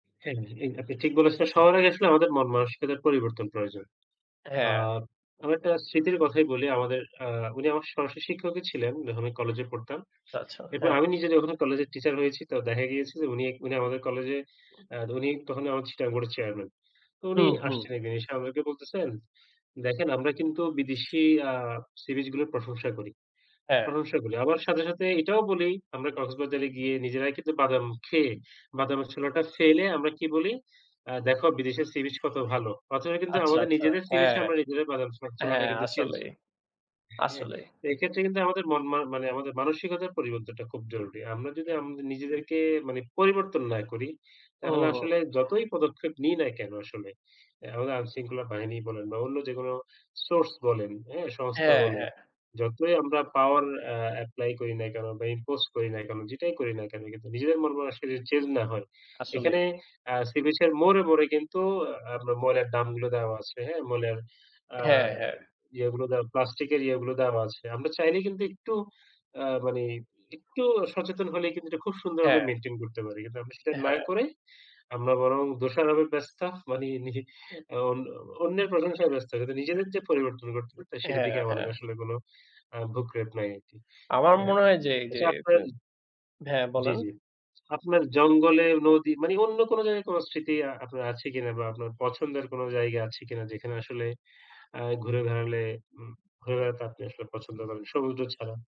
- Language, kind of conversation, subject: Bengali, unstructured, আপনি প্রাকৃতিক পরিবেশে ঘুরে বেড়াতে ভালোবাসেন কেন?
- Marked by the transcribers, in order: unintelligible speech; other background noise; laughing while speaking: "হ্যাঁ?"; in English: "ইম্পজ"; in English: "মেন্টেইন"; laughing while speaking: "মানি নি"